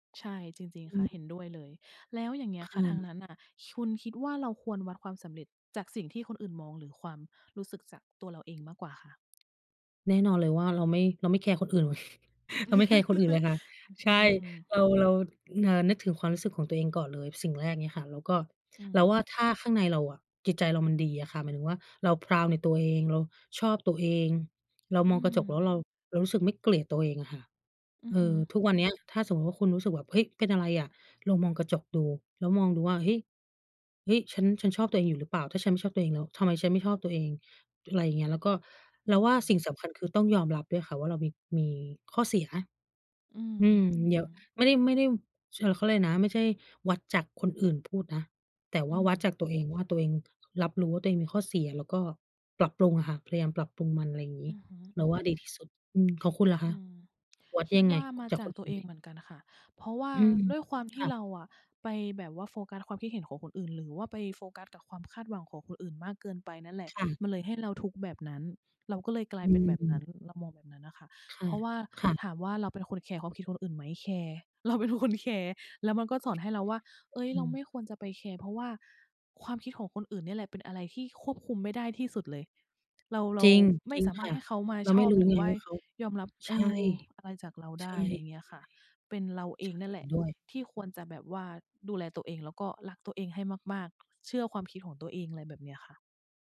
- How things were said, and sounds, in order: tapping; chuckle; in English: "พราวด์"; other background noise; laughing while speaking: "เราเป็นคนแคร์"; unintelligible speech
- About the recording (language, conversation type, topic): Thai, unstructured, คุณคิดว่าความสำเร็จที่แท้จริงในชีวิตคืออะไร?